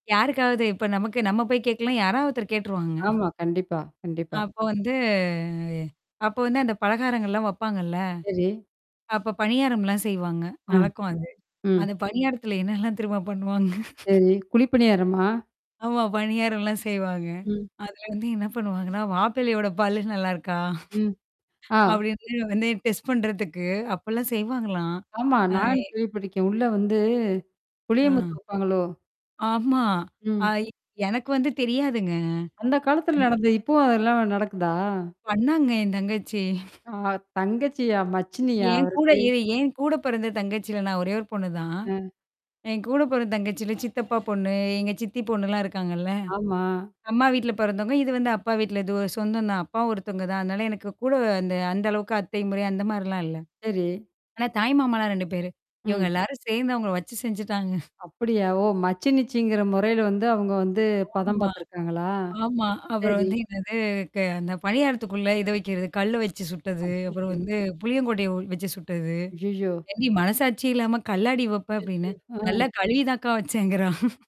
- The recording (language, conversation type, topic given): Tamil, podcast, அம்மா நடத்தும் வீட்டுவிருந்துகளின் நினைவுகளைப் பற்றி பகிர முடியுமா?
- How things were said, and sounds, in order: static; mechanical hum; other background noise; chuckle; "தெரியுமா" said as "திருமா"; laughing while speaking: "பண்ணுவாங்க?"; laughing while speaking: "ஆமா. பணியார்லாம் செய்வாங்க. அதுல வந்து … அப்பலாம் செய்வாங்களாம். அதே"; tapping; in English: "டெஸ்ட்"; laughing while speaking: "தங்கச்சி"; laughing while speaking: "செஞ்சுட்டாங்க"; distorted speech; laughing while speaking: "நல்லா கழுவிதாக்கா வச்சேங்கிறா!"